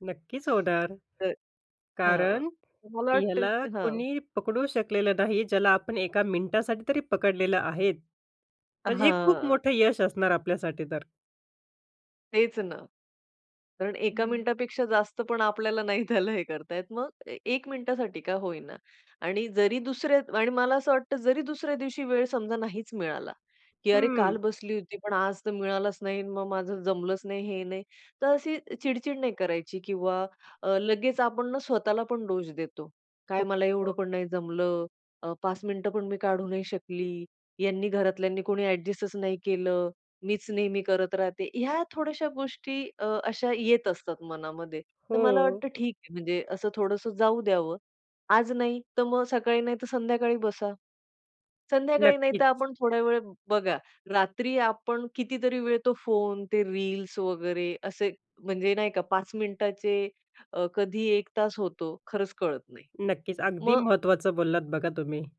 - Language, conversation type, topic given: Marathi, podcast, श्वासावर आधारित ध्यान कसे करावे?
- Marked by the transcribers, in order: other background noise; laughing while speaking: "नाही त्याला"; tapping